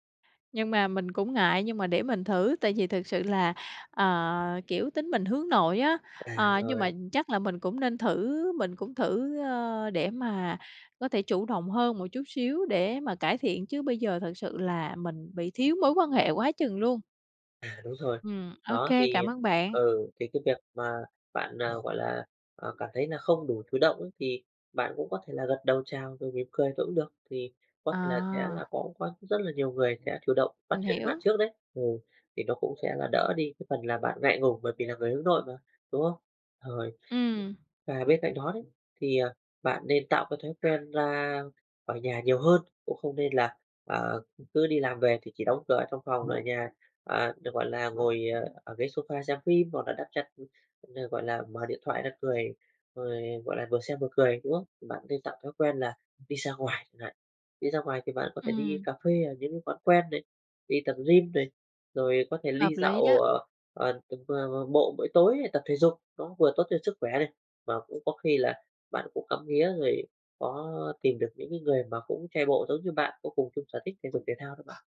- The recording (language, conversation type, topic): Vietnamese, advice, Sau khi chuyển nơi ở, tôi phải làm gì khi cảm thấy cô đơn và thiếu các mối quan hệ xã hội?
- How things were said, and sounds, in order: tapping; other background noise; unintelligible speech; other noise